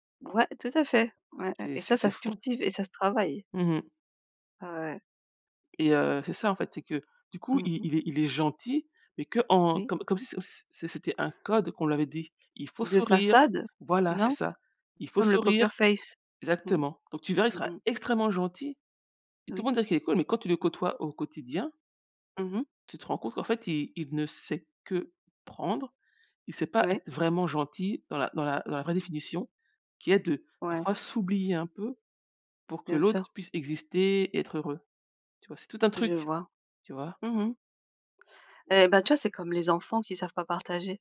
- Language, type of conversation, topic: French, unstructured, Que signifie la gentillesse pour toi ?
- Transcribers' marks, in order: tapping; in English: "poker face"; other background noise